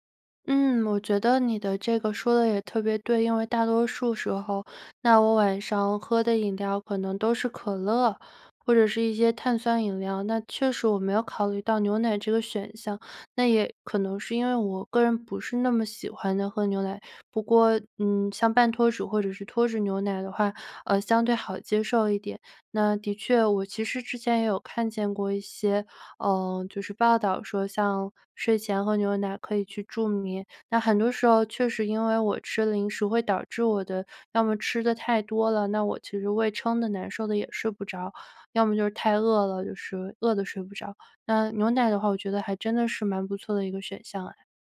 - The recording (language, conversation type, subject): Chinese, advice, 为什么我晚上睡前总是忍不住吃零食，结果影响睡眠？
- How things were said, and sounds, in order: none